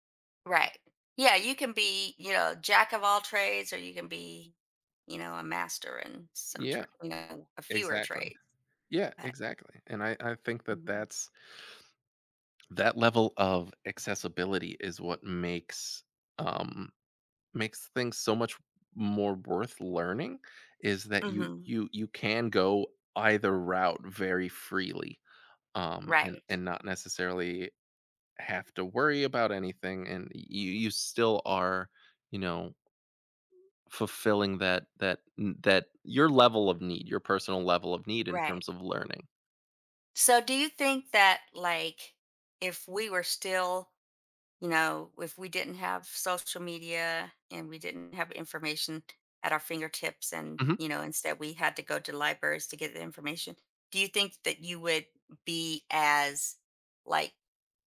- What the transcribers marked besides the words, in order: tapping; other background noise; other noise
- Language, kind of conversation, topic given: English, podcast, What helps you keep your passion for learning alive over time?